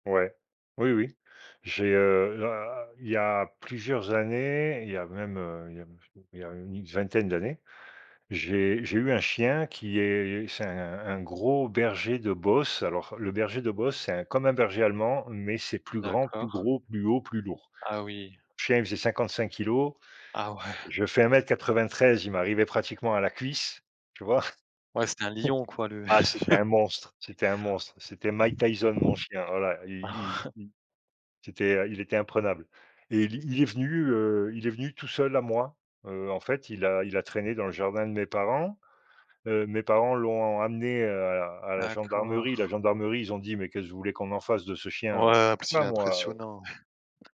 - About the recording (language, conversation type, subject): French, unstructured, Est-il juste d’acheter un animal en animalerie ?
- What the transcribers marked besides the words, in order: blowing; chuckle; tapping; laugh; other background noise; chuckle; drawn out: "D'accord"; chuckle